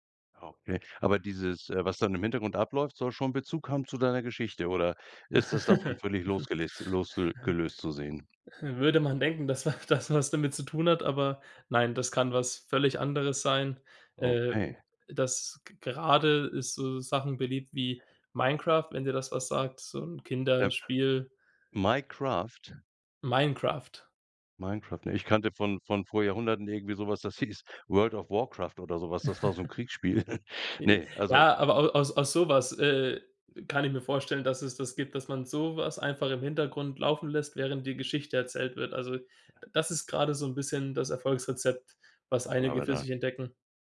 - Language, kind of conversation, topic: German, podcast, Wie verändern soziale Medien die Art, wie Geschichten erzählt werden?
- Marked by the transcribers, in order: laugh; chuckle; laughing while speaking: "wa das was"; laugh; chuckle